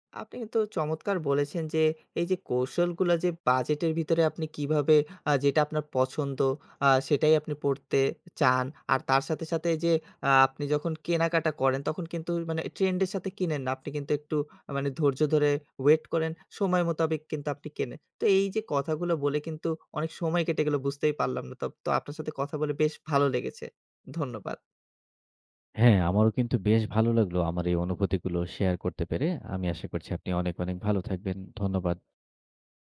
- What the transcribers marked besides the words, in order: none
- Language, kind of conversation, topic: Bengali, podcast, বাজেটের মধ্যে স্টাইল বজায় রাখার আপনার কৌশল কী?
- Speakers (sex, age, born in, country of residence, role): male, 25-29, Bangladesh, Bangladesh, host; male, 30-34, Bangladesh, Bangladesh, guest